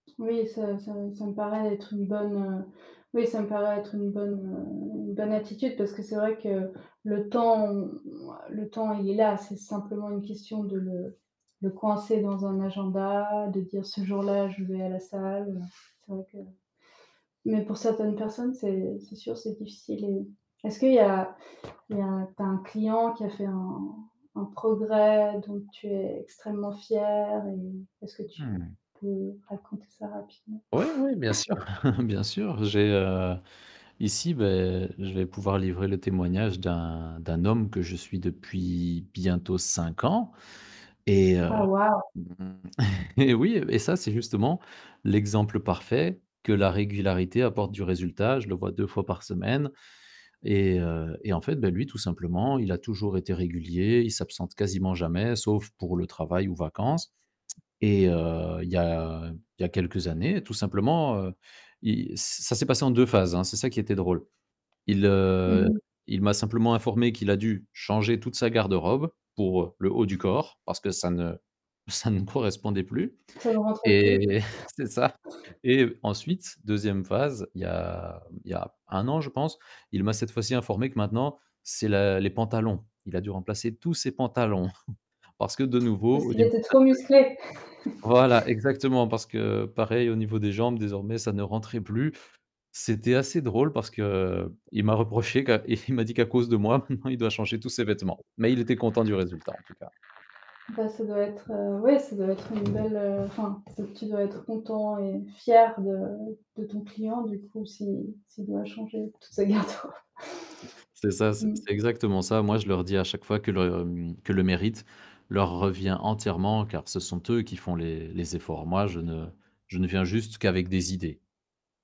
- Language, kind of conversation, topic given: French, podcast, Comment intègres-tu le sport dans ta semaine ?
- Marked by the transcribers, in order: static; other background noise; unintelligible speech; tapping; distorted speech; chuckle; chuckle; chuckle; chuckle; chuckle; unintelligible speech; chuckle; laughing while speaking: "et il m'a dit qu'à cause de moi, maintenant"; mechanical hum; laughing while speaking: "sa garde robe"